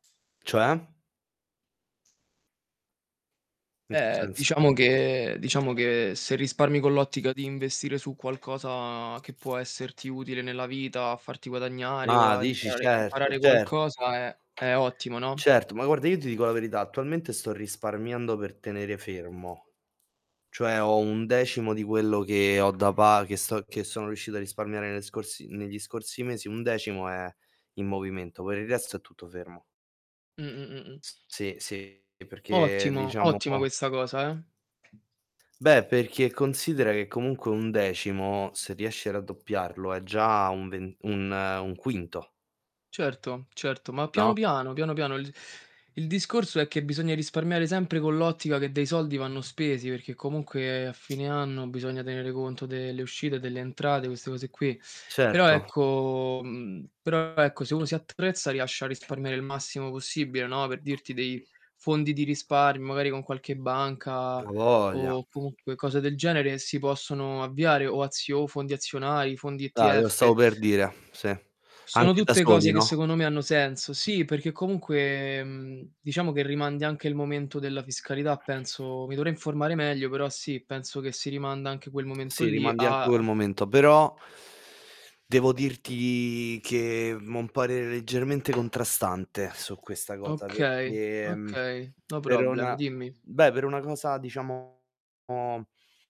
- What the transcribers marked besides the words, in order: static; distorted speech; tapping; other background noise; bird; unintelligible speech; in English: "no problem"
- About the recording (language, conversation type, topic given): Italian, unstructured, Come ti senti quando riesci a risparmiare?